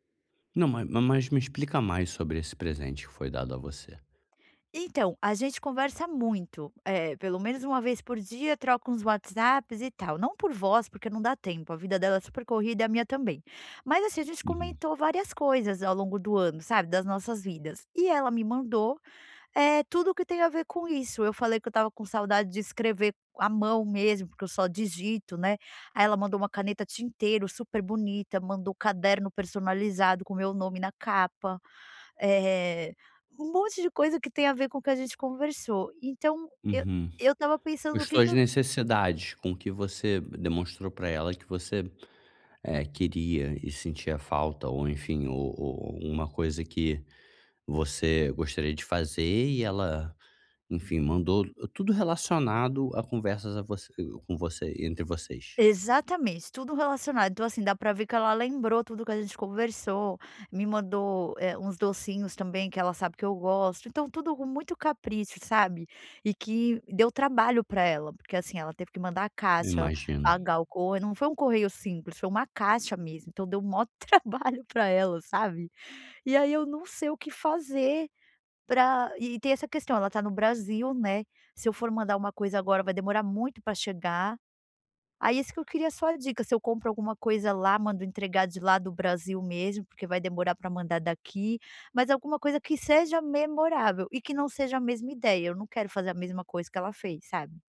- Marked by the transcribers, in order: chuckle
- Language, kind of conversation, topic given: Portuguese, advice, Como posso encontrar um presente que seja realmente memorável?